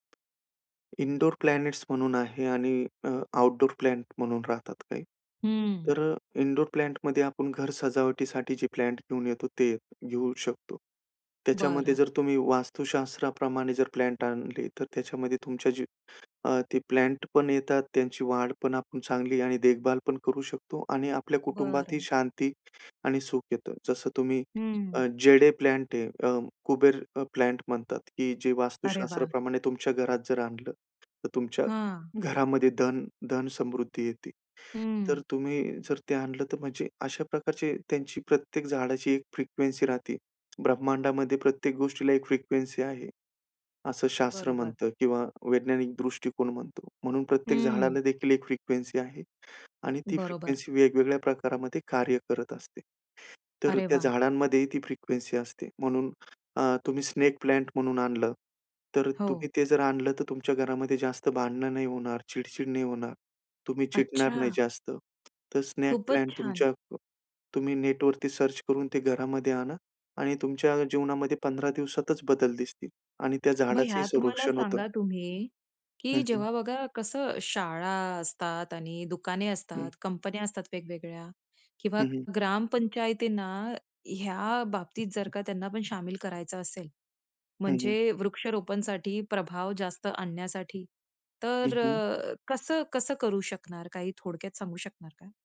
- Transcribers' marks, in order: tapping; other background noise; other noise
- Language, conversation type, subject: Marathi, podcast, वृक्षलागवडीसाठी सामान्य लोक कसे हातभार लावू शकतात?